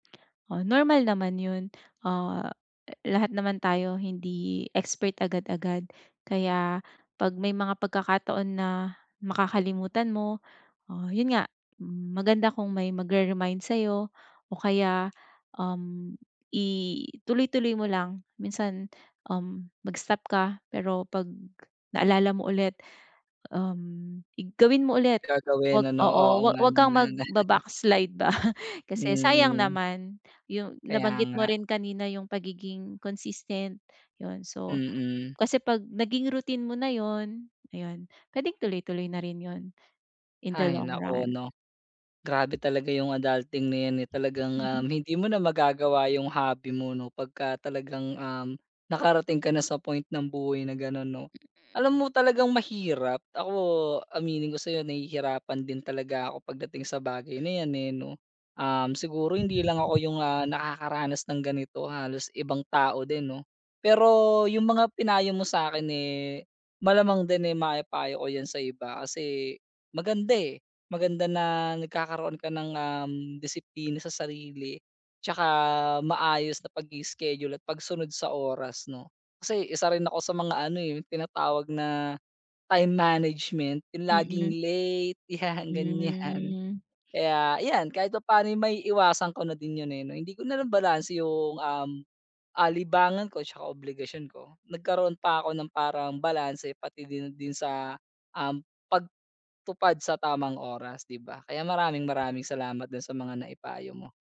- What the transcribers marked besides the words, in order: laughing while speaking: "ba"; chuckle; chuckle; wind; laughing while speaking: "yan"; drawn out: "Hmm"
- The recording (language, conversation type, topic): Filipino, advice, Paano ko mababalanse ang oras para sa libangan at mga obligasyon?